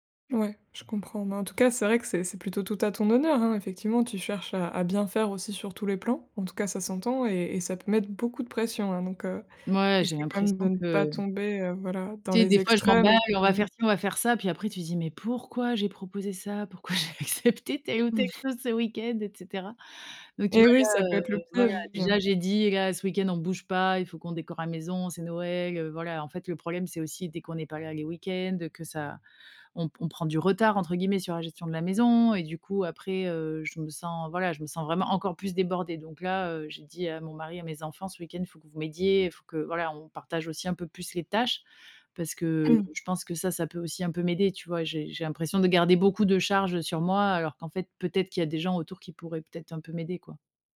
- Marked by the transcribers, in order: other background noise; laughing while speaking: "Pourquoi j'ai accepté telle ou telle chose ce week-end ?"; chuckle
- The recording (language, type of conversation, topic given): French, advice, Comment gérer le fait d’avoir trop d’objectifs en même temps et de se sentir débordé ?